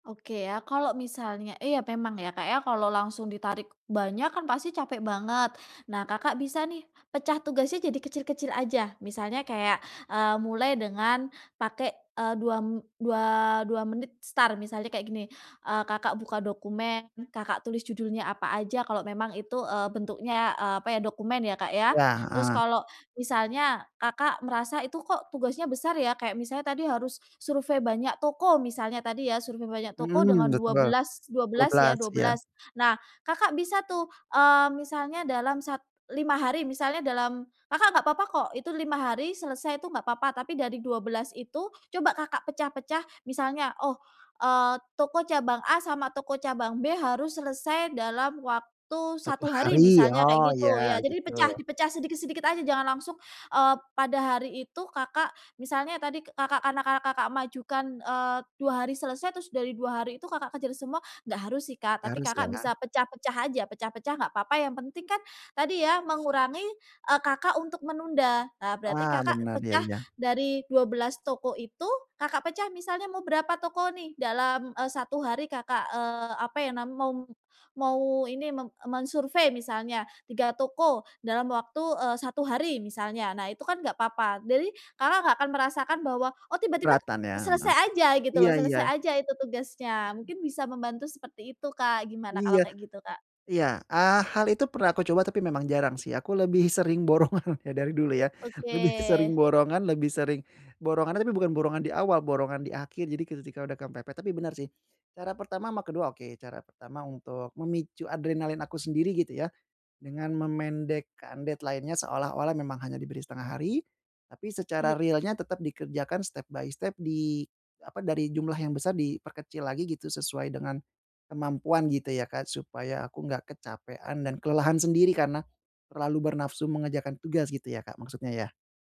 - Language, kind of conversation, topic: Indonesian, advice, Mengapa kamu sering menunda tugas penting sampai mendekati batas waktu?
- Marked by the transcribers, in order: in English: "start"; laughing while speaking: "borongan"; laughing while speaking: "lebih"; in English: "deadline-nya"; in English: "step-by-step"